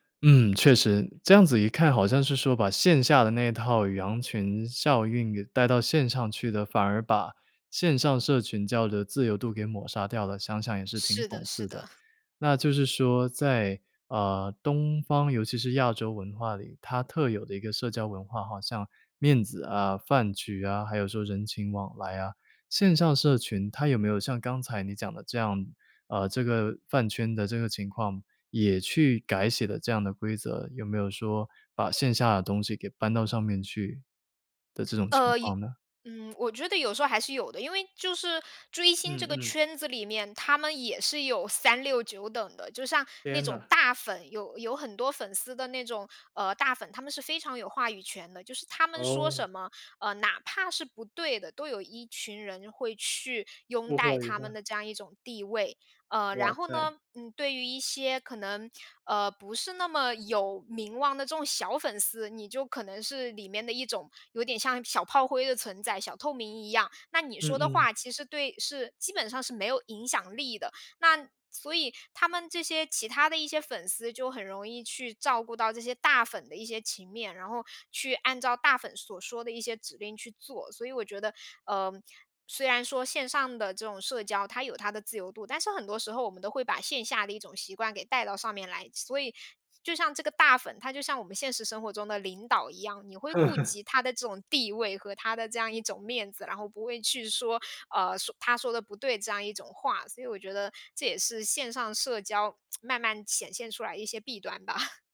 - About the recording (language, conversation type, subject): Chinese, podcast, 线上社群能替代现实社交吗？
- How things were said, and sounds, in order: tsk